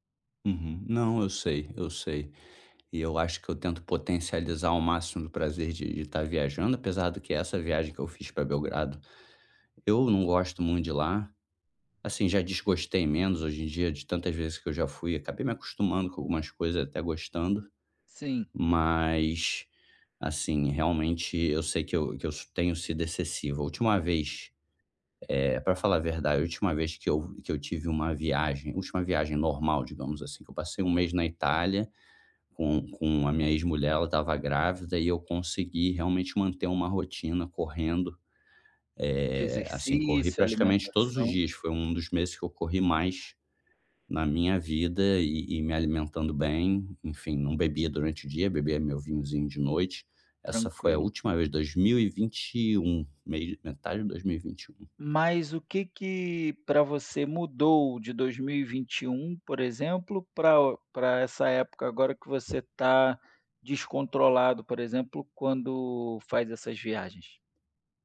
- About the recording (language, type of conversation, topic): Portuguese, advice, Como posso manter hábitos saudáveis durante viagens?
- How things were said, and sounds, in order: other background noise; tapping